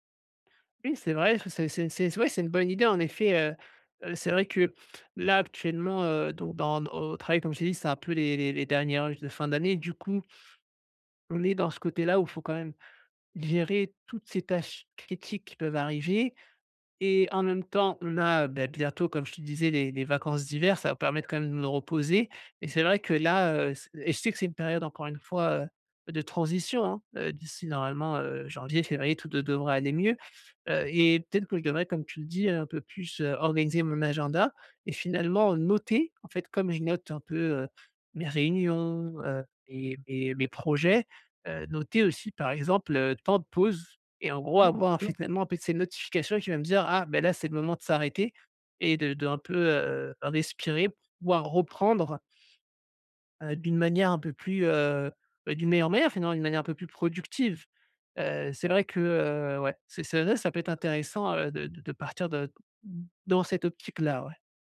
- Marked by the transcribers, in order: unintelligible speech; "finalement" said as "fitnalement"
- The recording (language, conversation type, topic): French, advice, Comment faire des pauses réparatrices qui boostent ma productivité sur le long terme ?